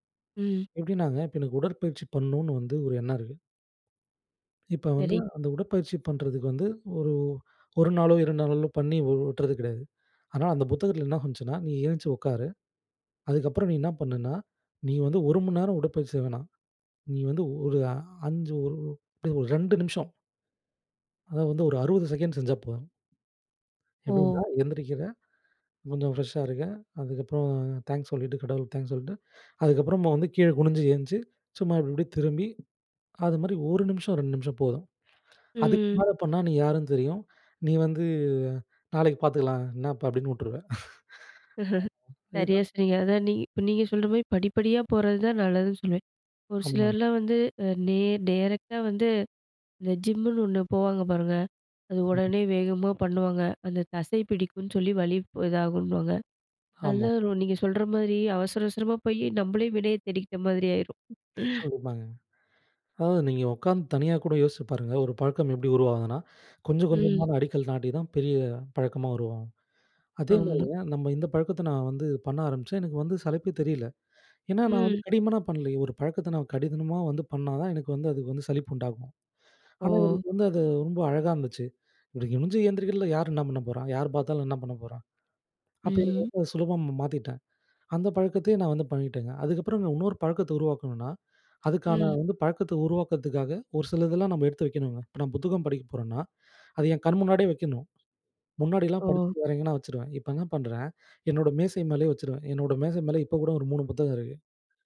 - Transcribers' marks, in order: other background noise; in English: "ஃப்ரெஷ்ஷா"; lip smack; drawn out: "வந்து"; chuckle; in English: "டேரக்ட்டா"; in English: "ஜிம்முனு"; unintelligible speech; chuckle; "குனிஞ்சு" said as "ஹிமிஞ்சு"; lip smack
- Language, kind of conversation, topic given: Tamil, podcast, மாறாத பழக்கத்தை மாற்ற ஆசை வந்தா ஆரம்பம் எப்படி?